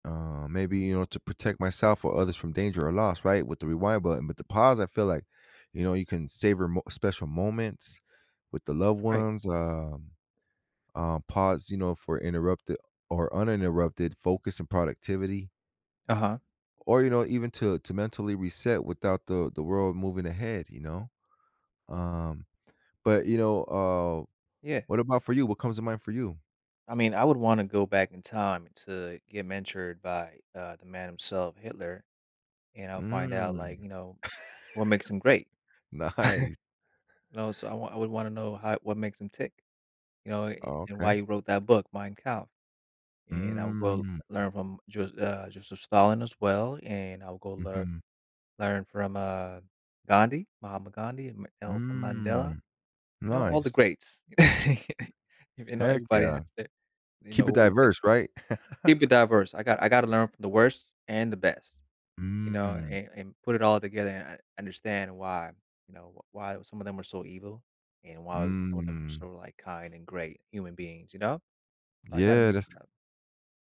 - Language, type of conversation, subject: English, unstructured, How might having control over time change the way you live your life?
- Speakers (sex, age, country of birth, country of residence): male, 35-39, Saudi Arabia, United States; male, 45-49, United States, United States
- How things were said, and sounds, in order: tapping; laugh; laughing while speaking: "Nice"; chuckle; drawn out: "Mm"; other background noise; drawn out: "Mm"; chuckle; chuckle